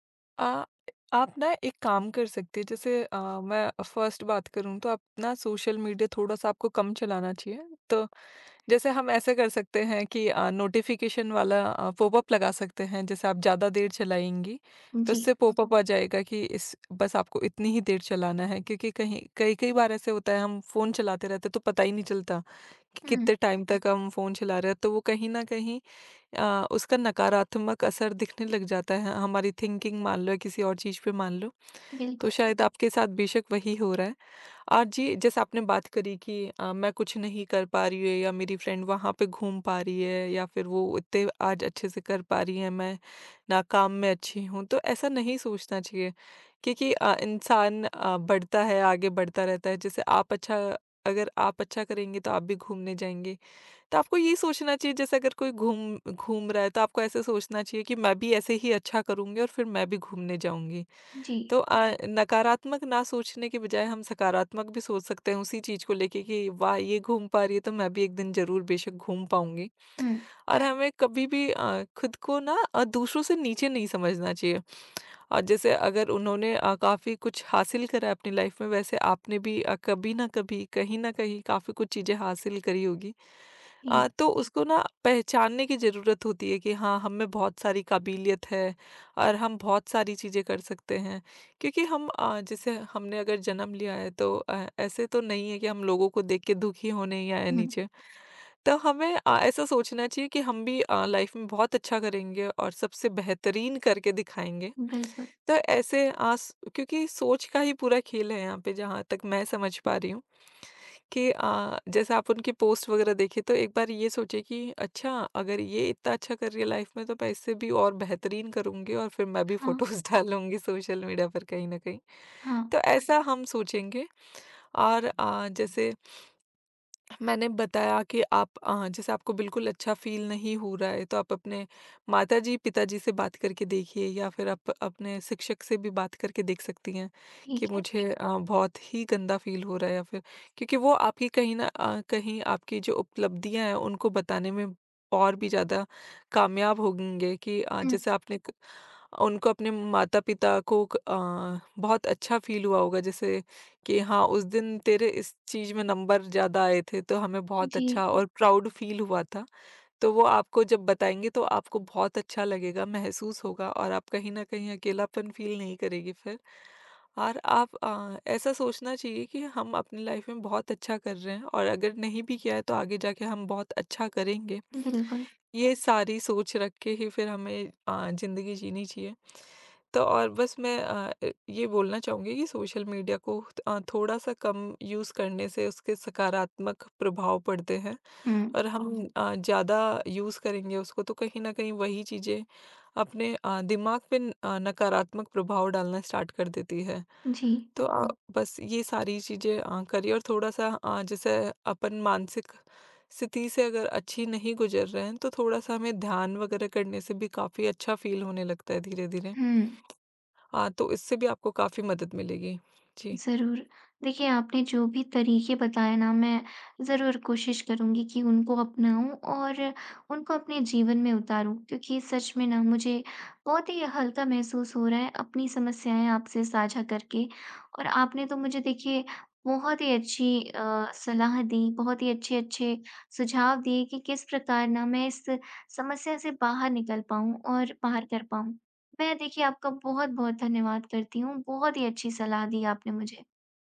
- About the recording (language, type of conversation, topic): Hindi, advice, सोशल मीडिया पर दूसरों से तुलना करने के कारण आपको अपनी काबिलियत पर शक क्यों होने लगता है?
- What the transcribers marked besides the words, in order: tapping; in English: "फर्स्ट"; in English: "पॉपअप"; in English: "पॉपअप"; in English: "टाइम"; in English: "थिंकिंग"; in English: "फ्रेंड"; in English: "लाइफ"; in English: "लाइफ"; in English: "लाइफ"; in English: "फोटोज़"; in English: "फील"; in English: "फील"; in English: "नंबर"; in English: "प्राउड फील"; in English: "फील"; in English: "लाइफ"; in English: "यूज़"; in English: "यूज़"; in English: "स्टार्ट"; in English: "फील"; other background noise